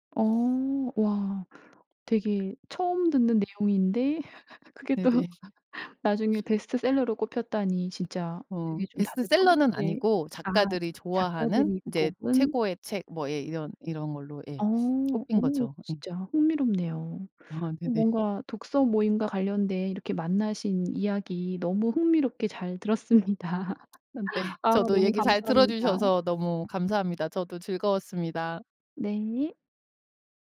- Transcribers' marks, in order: laugh; other background noise; laughing while speaking: "들었습니다"; laugh
- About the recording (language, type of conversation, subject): Korean, podcast, 취미를 통해 새로 만난 사람과의 이야기가 있나요?